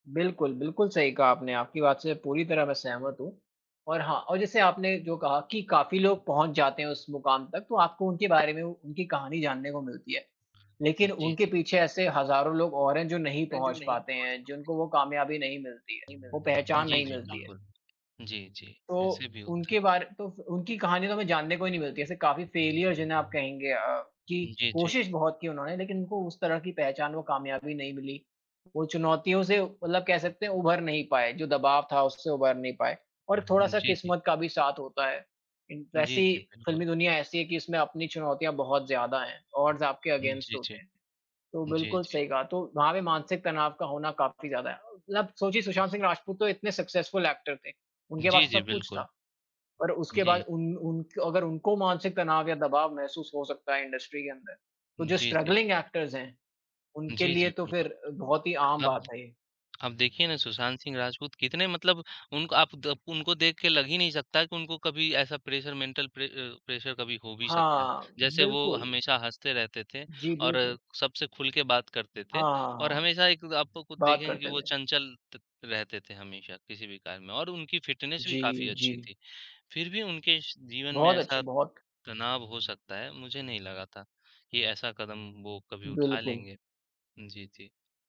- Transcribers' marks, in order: unintelligible speech; other noise; other background noise; in English: "फेलियर"; horn; in English: "ऑड्स"; in English: "अगेंस्ट"; in English: "सक्सेसफुल एक्टर"; in English: "इंडस्ट्री"; in English: "स्ट्रगलिंग एक्टर्स"; in English: "प्रेशर मेंटल"; in English: "प्रेशर"; in English: "फ़िटनेस"
- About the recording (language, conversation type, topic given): Hindi, unstructured, क्या फिल्मी दुनिया का दबाव कलाकारों में मानसिक तनाव बढ़ाता है?